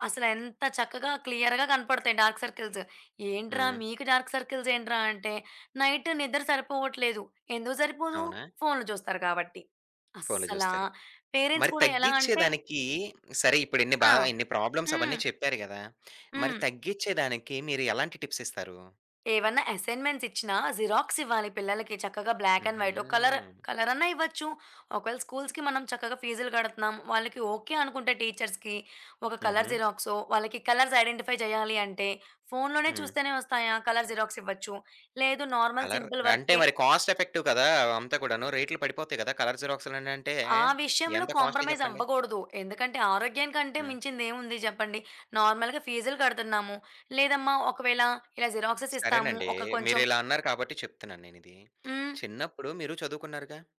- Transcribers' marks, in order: in English: "క్లియర్‌గా"; in English: "డార్క్ సర్కిల్స్"; in English: "డార్క్ సర్కిల్స్"; in English: "నైట్"; in English: "పేరెంట్స్"; in English: "ప్రాబ్లమ్స్"; tapping; in English: "అసైన్‌మెంట్సిచ్చినా"; in English: "బ్లాక్ అండ్ వైట్"; in English: "స్కూల్స్‌కి"; in English: "టీచర్స్‌కి"; in English: "కలర్స్ ఐడెంటిఫై"; in English: "నార్మల్"; in English: "కలర్"; in English: "కాస్ట్ ఎఫెక్టివ్"; in English: "కాస్ట్‌లీ"; in English: "నార్మల్‌గా"
- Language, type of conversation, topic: Telugu, podcast, పిల్లల డిజిటల్ వినియోగాన్ని మీరు ఎలా నియంత్రిస్తారు?